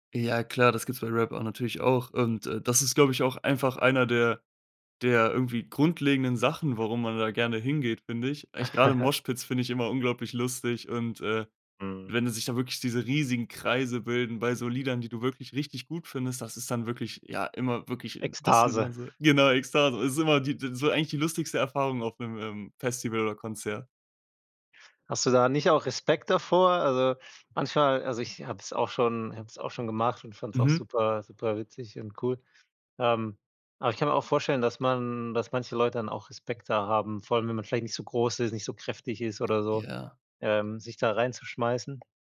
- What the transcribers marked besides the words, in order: laugh; in English: "Moshpits"; joyful: "Ekstase"; joyful: "genau, Ekstase, ist immer die d"; other background noise
- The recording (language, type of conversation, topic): German, podcast, Was macht für dich ein großartiges Live-Konzert aus?